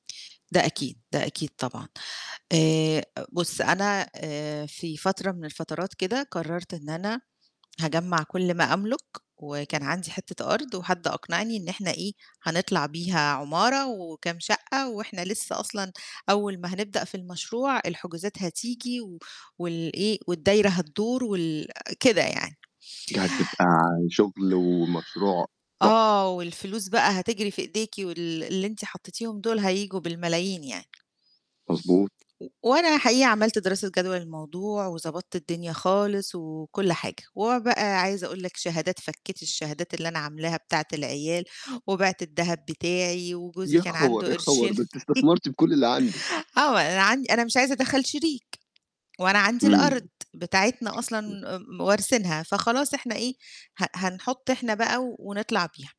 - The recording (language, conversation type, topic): Arabic, podcast, إيه اللي اتعلمته لما اضطريت تطلب مساعدة؟
- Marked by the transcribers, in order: other background noise; other noise; chuckle; tapping